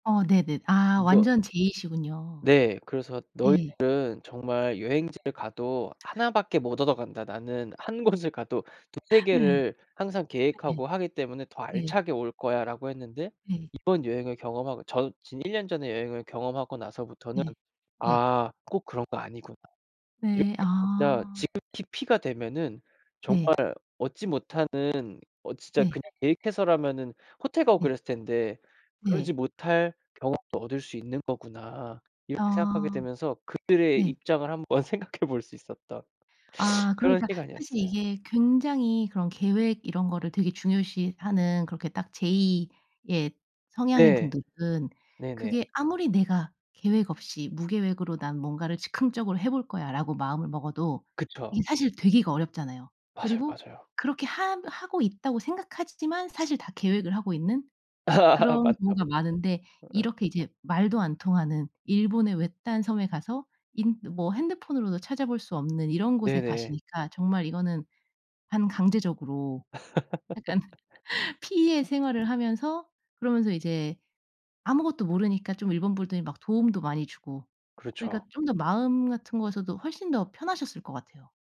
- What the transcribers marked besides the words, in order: other background noise; laughing while speaking: "한 곳을"; laugh; laughing while speaking: "생각해"; teeth sucking; laugh; laugh
- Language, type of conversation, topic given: Korean, podcast, 여행에서 배운 가장 큰 교훈은 뭐야?
- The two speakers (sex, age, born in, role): female, 35-39, South Korea, host; male, 25-29, South Korea, guest